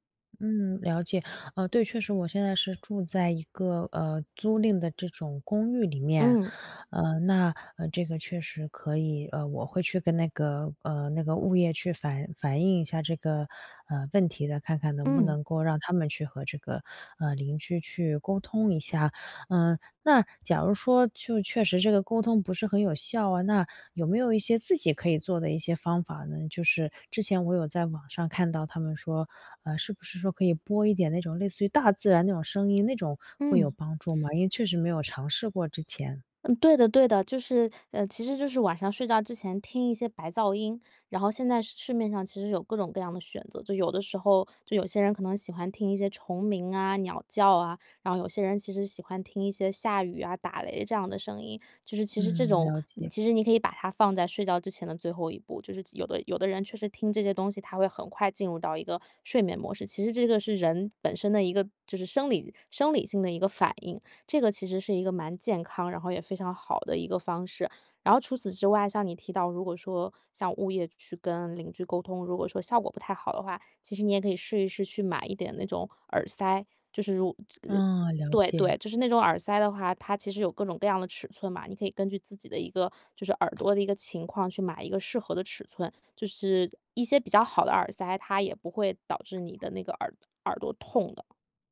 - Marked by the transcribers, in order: other background noise
- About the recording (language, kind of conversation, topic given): Chinese, advice, 如何建立稳定睡眠作息